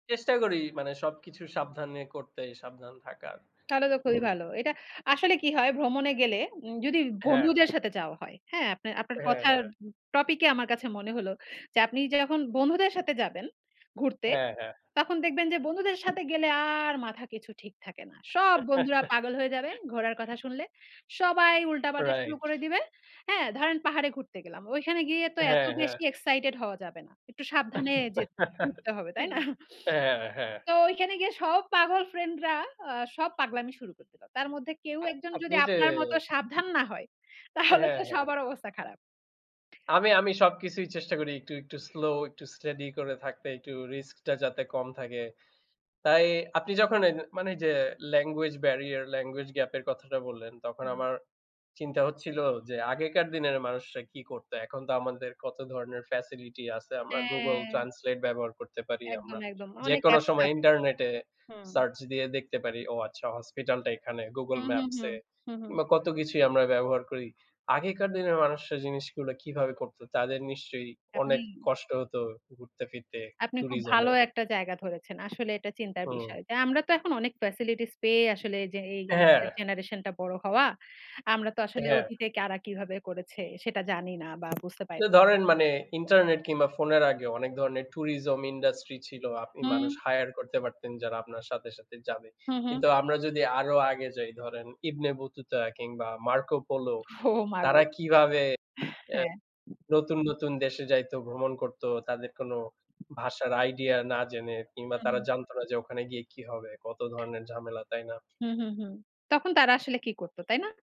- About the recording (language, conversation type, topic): Bengali, unstructured, ভ্রমণের সময় আপনার সবচেয়ে বড় আতঙ্ক কী?
- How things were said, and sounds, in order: other background noise; tapping; chuckle; laugh; laughing while speaking: "তাই না?"; laughing while speaking: "তাহলে তো সবার অবস্থা খারাপ"; laughing while speaking: "ও মা গো!"